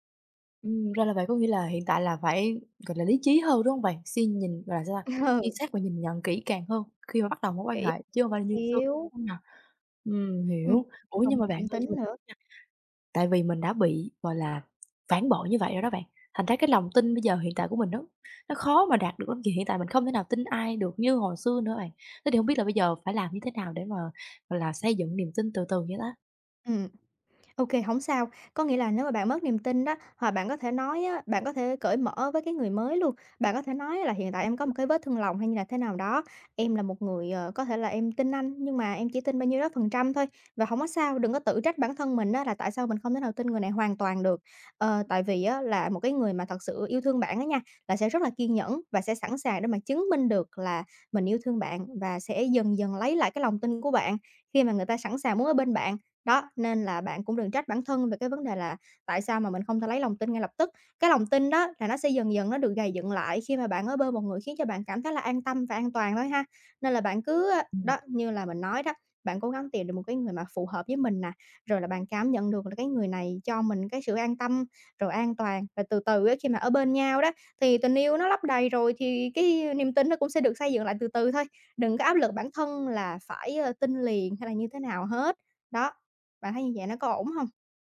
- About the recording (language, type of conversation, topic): Vietnamese, advice, Khi nào tôi nên bắt đầu hẹn hò lại sau khi chia tay hoặc ly hôn?
- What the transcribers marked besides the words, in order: tapping; other background noise; laughing while speaking: "Ừ"; unintelligible speech